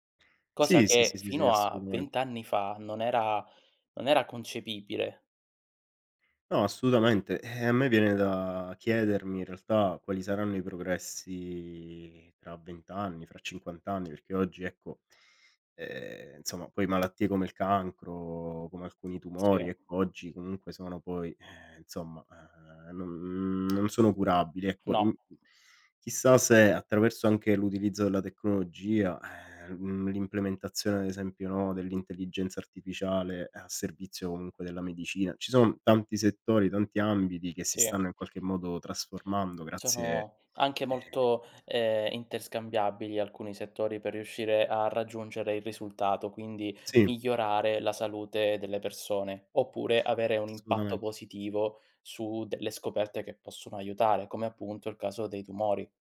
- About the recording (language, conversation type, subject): Italian, unstructured, In che modo la scienza ha contribuito a migliorare la salute delle persone?
- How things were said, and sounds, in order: tapping; "insomma" said as "nsomma"; "insomma" said as "nsomma"; other background noise